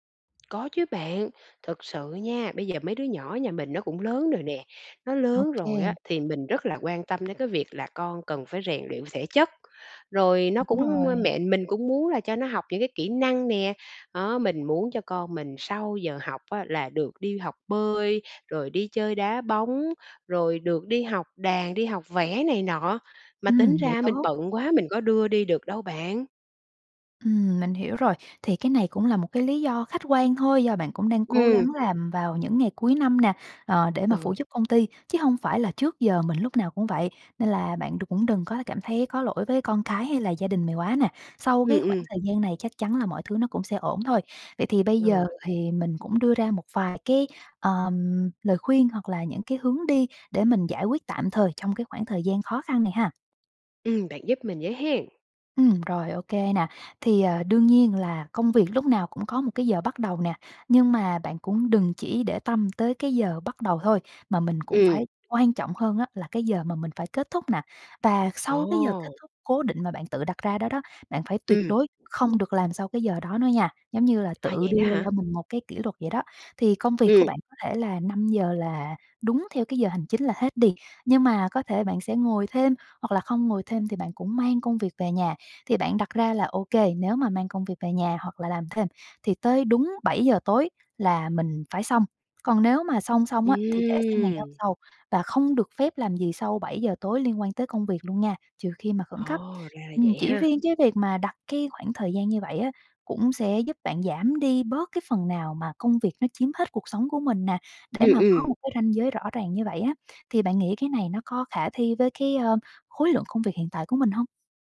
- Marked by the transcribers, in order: tapping; other background noise
- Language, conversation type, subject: Vietnamese, advice, Làm sao để cân bằng thời gian giữa công việc và cuộc sống cá nhân?